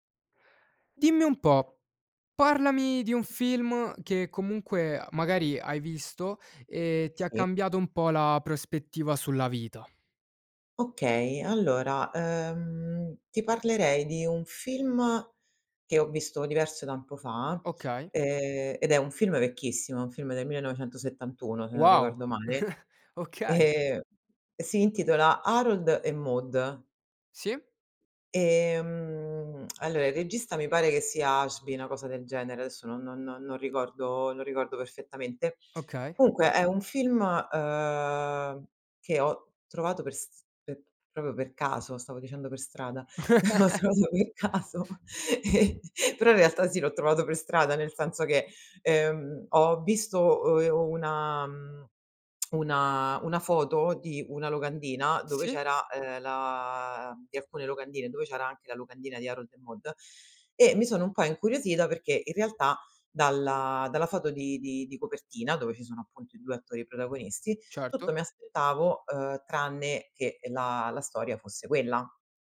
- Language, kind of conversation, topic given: Italian, podcast, Qual è un film che ti ha cambiato la prospettiva sulla vita?
- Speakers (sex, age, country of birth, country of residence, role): female, 35-39, Italy, Italy, guest; male, 20-24, Romania, Romania, host
- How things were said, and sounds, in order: other background noise; chuckle; laughing while speaking: "ehm"; tongue click; laughing while speaking: "ho trovato per caso, e"; chuckle; tongue click